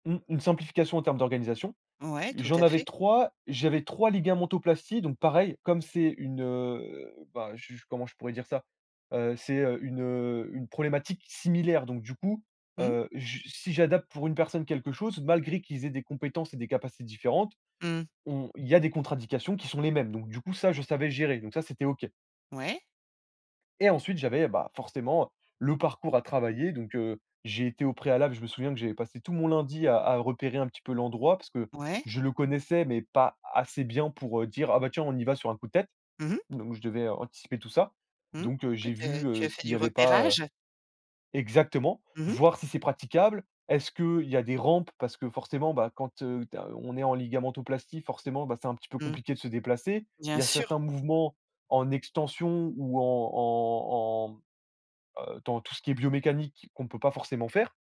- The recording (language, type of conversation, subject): French, podcast, Comment organiser une sortie nature avec des enfants ?
- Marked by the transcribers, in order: other background noise